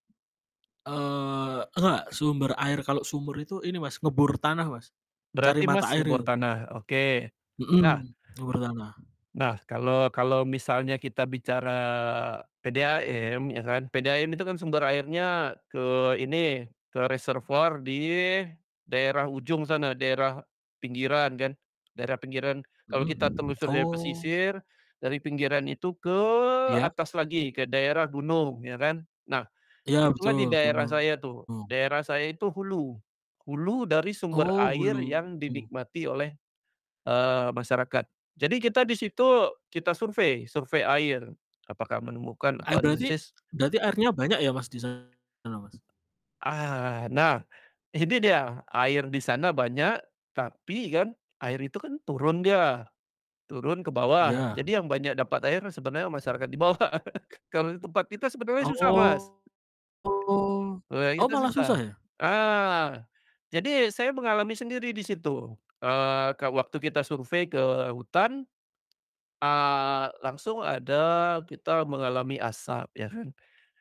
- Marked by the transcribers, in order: tapping; other background noise; in English: "reservoir"; distorted speech; laughing while speaking: "bawah"
- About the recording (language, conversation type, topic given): Indonesian, unstructured, Apa yang kamu rasakan saat melihat berita tentang kebakaran hutan?